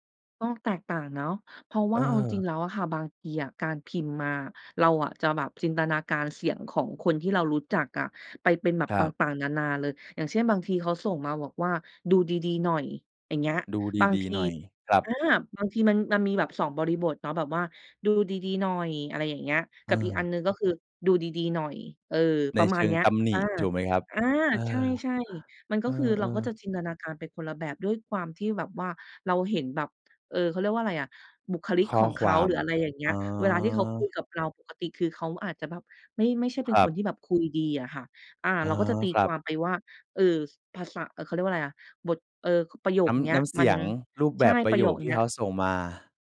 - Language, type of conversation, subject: Thai, podcast, คุณเคยส่งข้อความเสียงแทนการพิมพ์ไหม และเพราะอะไร?
- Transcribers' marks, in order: none